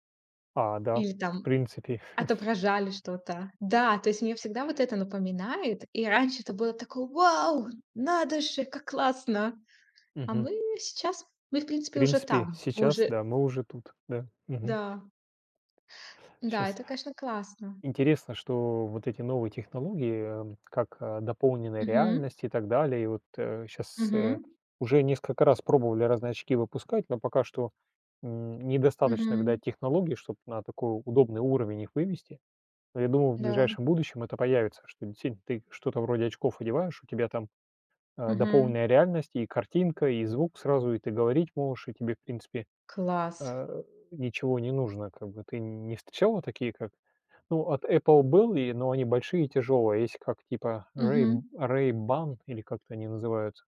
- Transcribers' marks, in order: chuckle; tapping
- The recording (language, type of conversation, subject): Russian, unstructured, Какие гаджеты делают твою жизнь проще?
- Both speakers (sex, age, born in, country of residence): female, 25-29, Russia, United States; male, 45-49, Russia, Germany